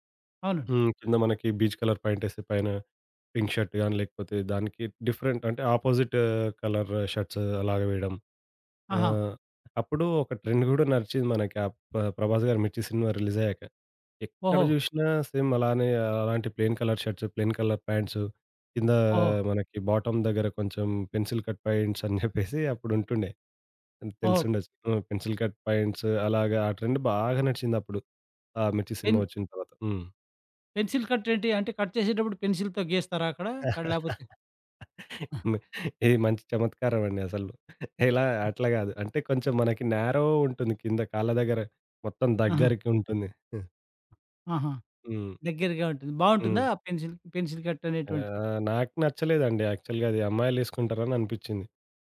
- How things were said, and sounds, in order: in English: "బీజ్ కలర్ ప్యాంట్"; in English: "పింక్ షర్ట్"; in English: "డిఫరెంట్"; in English: "షర్ట్స్"; in English: "రిలీజ్"; in English: "సేమ్"; in English: "ప్లెయిన్ కలర్ షర్ట్స్, ప్లెయిన్ కలర్"; in English: "బాటమ్"; in English: "పెన్సిల్ కట్ ప్యాంట్స్"; giggle; in English: "పెన్సిల్ కట్"; in English: "ట్రెండ్"; in English: "పెన్సిల్ కట్"; in English: "కట్"; laughing while speaking: "మి ఇది మంచి చమత్కారం అండి అసలు. ఇలా అట్లా కాదు"; in English: "నారో"; in English: "పెన్సిల్, పెన్సిల్ కట్"; in English: "యాక్చువల్‌గా"
- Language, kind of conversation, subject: Telugu, podcast, నీ స్టైల్‌కు ప్రధానంగా ఎవరు ప్రేరణ ఇస్తారు?